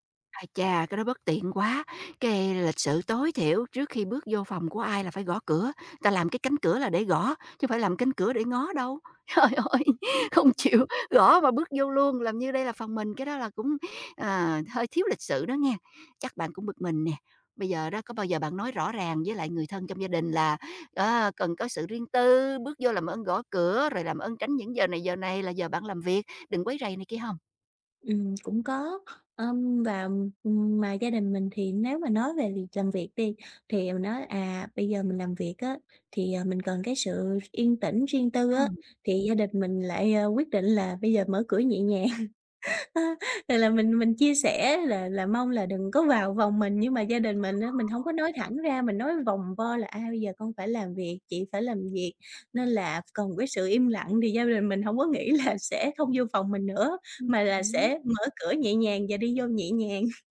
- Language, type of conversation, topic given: Vietnamese, advice, Làm sao để giữ ranh giới và bảo vệ quyền riêng tư với người thân trong gia đình mở rộng?
- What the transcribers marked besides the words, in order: laughing while speaking: "Trời ơi, không chịu gõ"; laugh; laughing while speaking: "ơ, thì là mình mình chia sẻ"; other background noise; laughing while speaking: "là sẽ không"; chuckle